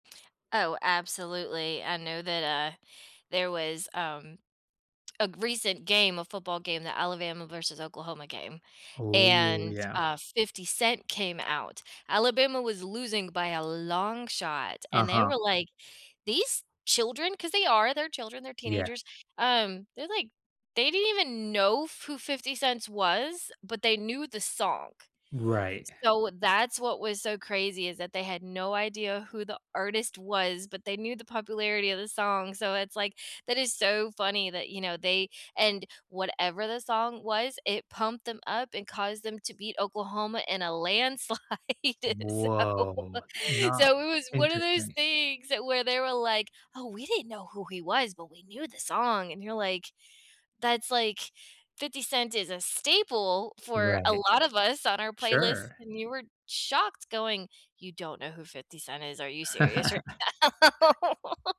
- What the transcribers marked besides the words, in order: stressed: "long"; "who" said as "foo"; "Cent" said as "Cents"; laughing while speaking: "landslide. So"; drawn out: "Woah"; put-on voice: "Oh, we didn't know who he was, but we knew the song"; put-on voice: "You don't know who 50 Cent is? Are you serious"; chuckle; laughing while speaking: "now?"; laugh
- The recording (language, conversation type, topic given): English, unstructured, What is a song that instantly changes your mood?